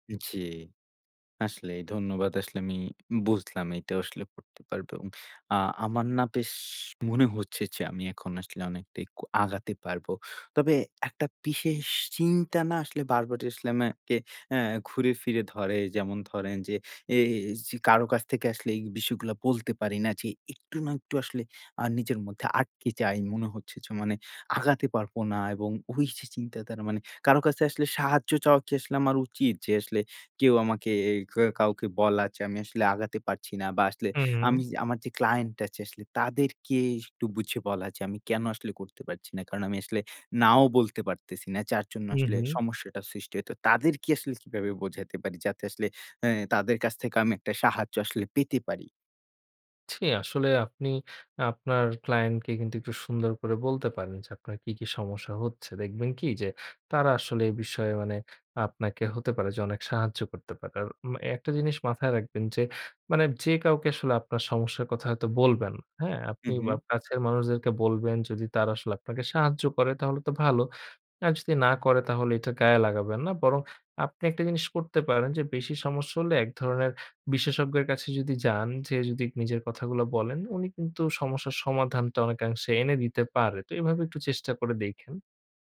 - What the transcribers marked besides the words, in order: none
- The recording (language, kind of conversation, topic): Bengali, advice, সময় ব্যবস্থাপনায় অসুবিধা এবং সময়মতো কাজ শেষ না করার কারণ কী?